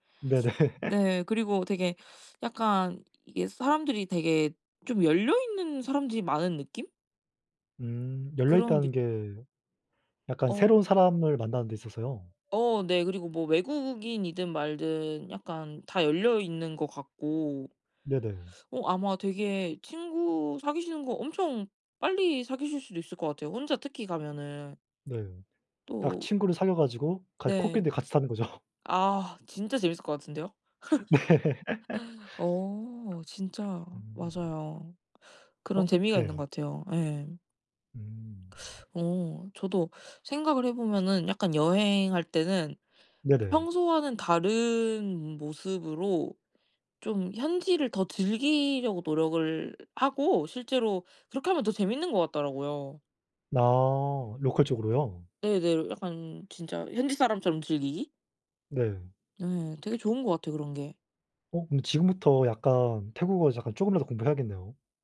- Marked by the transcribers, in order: laughing while speaking: "네네"; laugh; other background noise; laughing while speaking: "네"; laugh; in English: "local"; tapping
- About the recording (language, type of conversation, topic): Korean, unstructured, 여행할 때 가장 중요하게 생각하는 것은 무엇인가요?